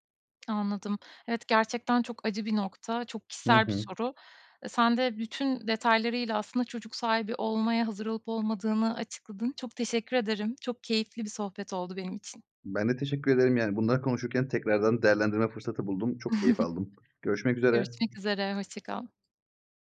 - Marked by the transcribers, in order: chuckle; other background noise
- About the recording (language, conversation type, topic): Turkish, podcast, Çocuk sahibi olmaya hazır olup olmadığını nasıl anlarsın?